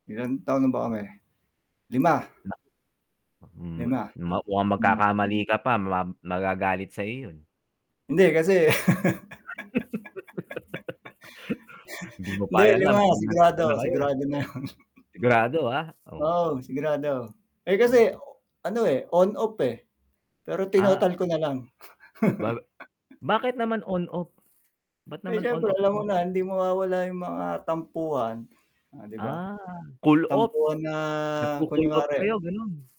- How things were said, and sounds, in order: static; laugh; other background noise; laugh; laughing while speaking: "yun"; chuckle; chuckle
- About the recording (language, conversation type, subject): Filipino, unstructured, Ano ang mga simpleng bagay na nagpapasaya sa inyong relasyon?